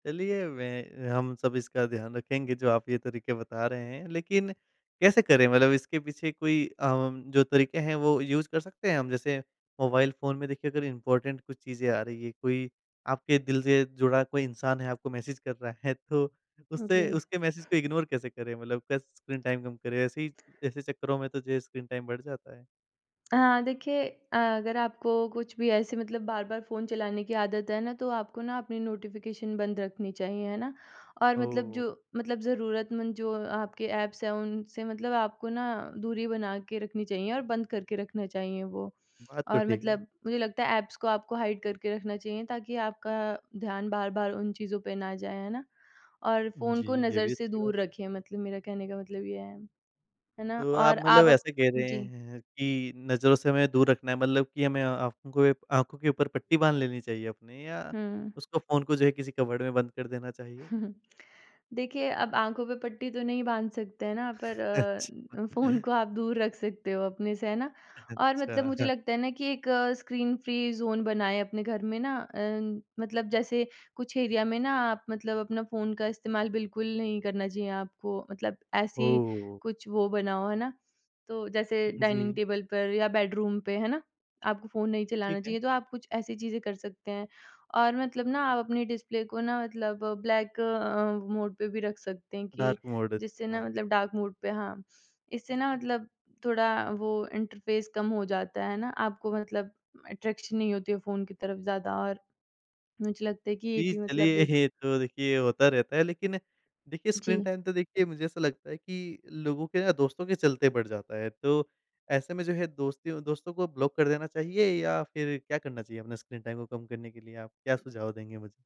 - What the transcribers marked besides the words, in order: in English: "यूज़"; in English: "इम्पोर्टेन्ट"; in English: "इग्नोर"; in English: "टाइम"; in English: "टाइम"; tapping; in English: "नोटिफ़िकेशन"; in English: "ऐप्स"; in English: "ऐप्स"; in English: "हाइड"; in English: "कवर्ड"; chuckle; chuckle; laughing while speaking: "फ़ोन"; laughing while speaking: "अच्छा"; laughing while speaking: "अच्छा"; in English: "फ़्री ज़ोन"; in English: "एरिया"; in English: "डाइनिंग टेबल"; in English: "बेडरूम"; in English: "डिस्प्ले"; in English: "इंटरफ़ेस"; in English: "अट्रैक्शन"; laughing while speaking: "ये"; in English: "टाइम"; in English: "ब्लॉक"; in English: "टाइम"
- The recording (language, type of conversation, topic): Hindi, podcast, आप अपने मोबाइल और स्क्रीन पर बिताए समय का प्रबंधन कैसे करते हैं?